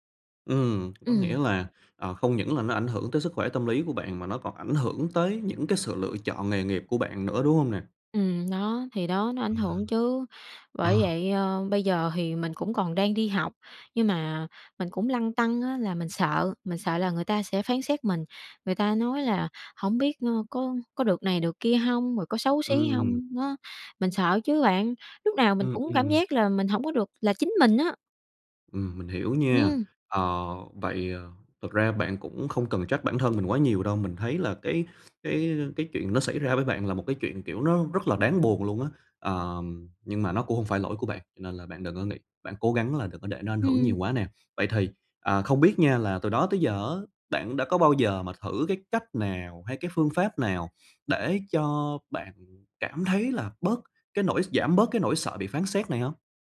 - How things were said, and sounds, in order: tapping; other background noise
- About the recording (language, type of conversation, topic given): Vietnamese, advice, Làm sao vượt qua nỗi sợ bị phán xét khi muốn thử điều mới?